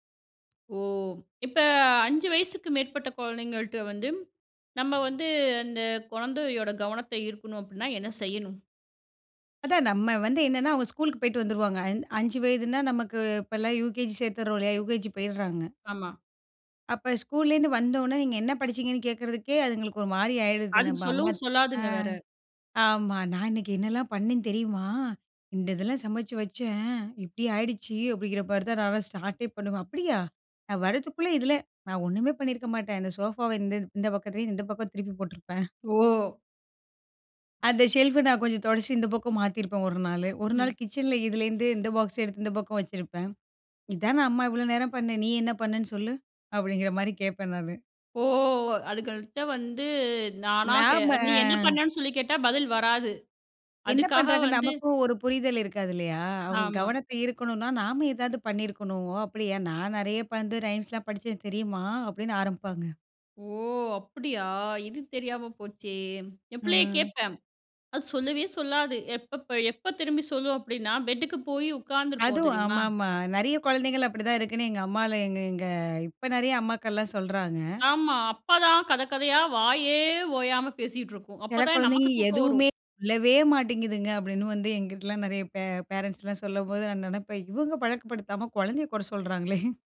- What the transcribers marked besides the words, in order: anticipating: "ஓ! இப்ப அ அஞ்சு வயசுக்கு … அப்டின்னா என்ன செய்யணும்?"; "உடனே" said as "உன்னே"; in English: "ஸ்டார்ட்டே"; drawn out: "நாம"; in English: "ரைம்ஸ்"; in English: "பேரன்ட்ஸ்லாம்"; laughing while speaking: "கொற சொல்றாங்களே"
- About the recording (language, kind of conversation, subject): Tamil, podcast, குழந்தைகள் அருகில் இருக்கும்போது அவர்களின் கவனத்தை வேறு விஷயத்திற்குத் திருப்புவது எப்படி?